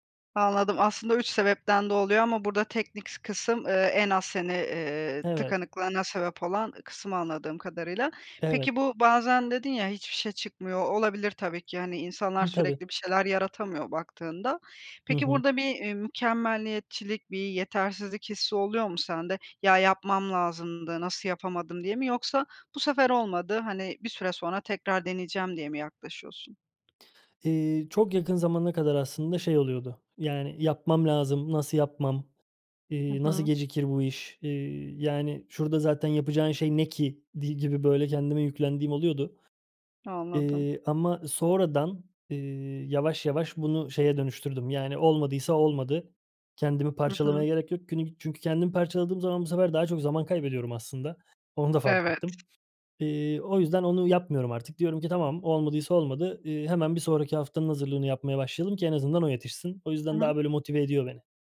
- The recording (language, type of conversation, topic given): Turkish, podcast, Yaratıcı tıkanıklıkla başa çıkma yöntemlerin neler?
- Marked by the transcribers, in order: other background noise